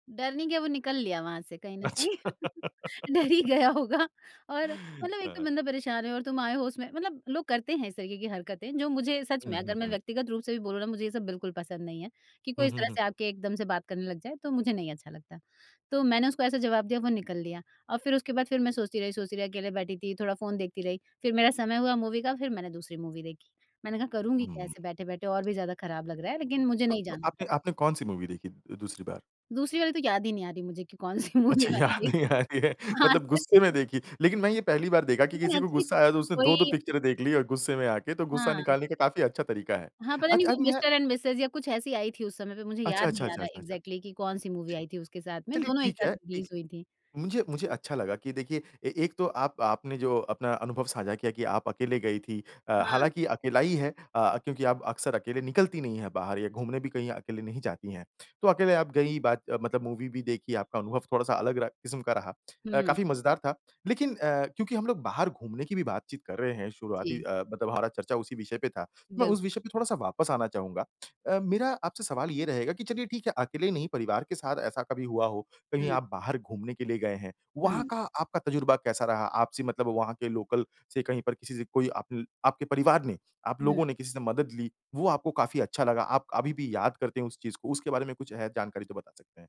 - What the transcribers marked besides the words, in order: laughing while speaking: "कहीं ना कहीं, डर ही गया होगा"; laughing while speaking: "अच्छा"; laughing while speaking: "हाँ"; in English: "मूवी"; in English: "मूवी"; in English: "मूवी"; laughing while speaking: "अच्छा याद नहीं आ रही है। मतलब गुस्से में देखी"; laughing while speaking: "कौन-सी मूवी मैंने देखी। हाँ सच में"; in English: "मूवी"; in English: "इग्ज़ैक्ट्ली"; in English: "मूवी"; in English: "रिलीज़"; in English: "मूवी"; in English: "लोकल"
- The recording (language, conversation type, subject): Hindi, podcast, क्या आपको अकेले यात्रा के दौरान अचानक किसी की मदद मिलने का कोई अनुभव है?